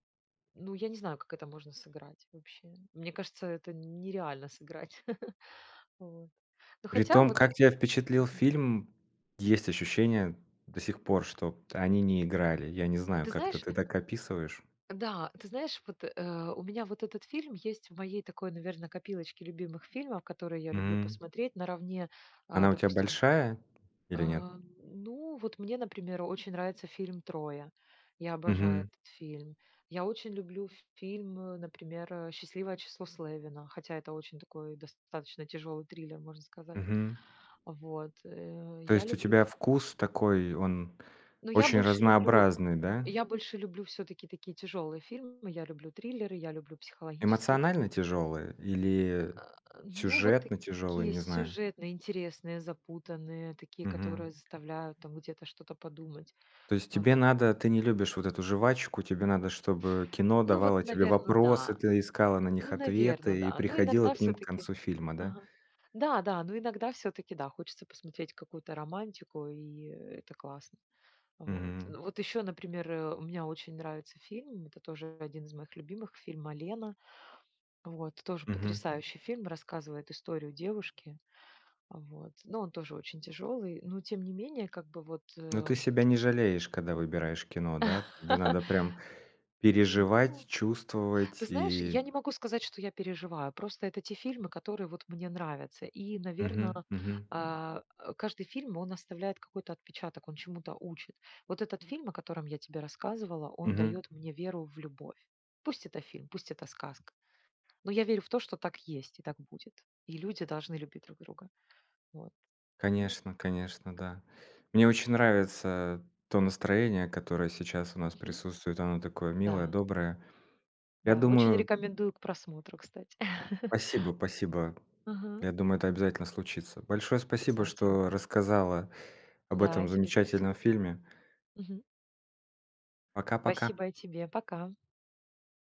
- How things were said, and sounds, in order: tapping; chuckle; background speech; other noise; other background noise; laugh; chuckle; "Спасибо" said as "пасибо"; "спасибо" said as "пасибо"
- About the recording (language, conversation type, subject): Russian, podcast, О каком своём любимом фильме вы бы рассказали и почему он вам близок?